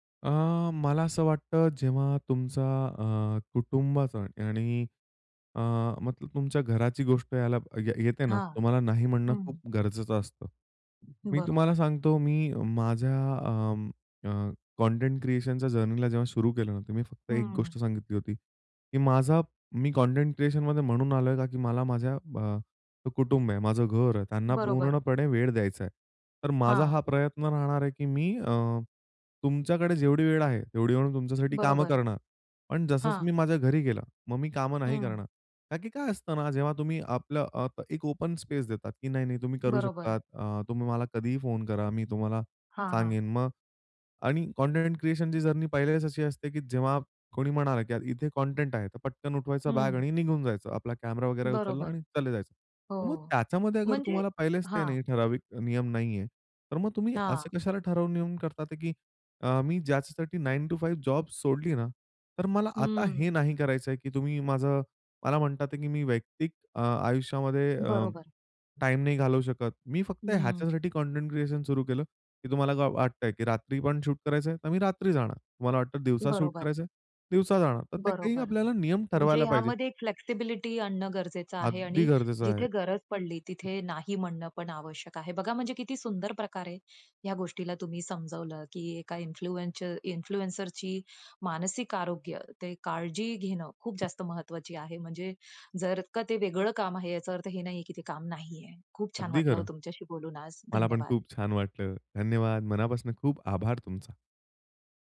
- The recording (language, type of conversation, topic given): Marathi, podcast, कंटेंट निर्माते म्हणून काम करणाऱ्या व्यक्तीने मानसिक आरोग्याची काळजी घेण्यासाठी काय करावे?
- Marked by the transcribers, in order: other noise; in English: "जर्नीला"; in English: "ओपन स्पेस"; in English: "जर्नी"; in English: "टू"; in English: "शूट"; in English: "फ्लेक्सिबिलिटी"; in English: "इन्फ्लुएनच इन्फ्लुएन्सरची"; tapping